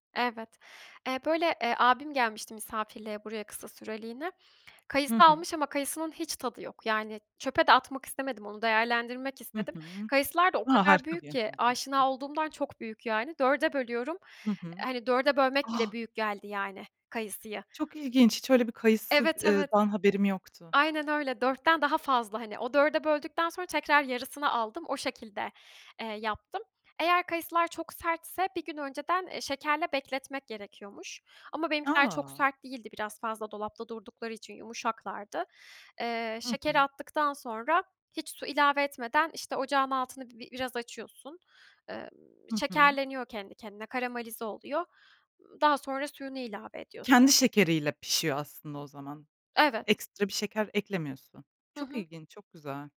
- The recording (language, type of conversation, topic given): Turkish, podcast, Sabah kahvaltısı senin için nasıl olmalı?
- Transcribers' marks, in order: tapping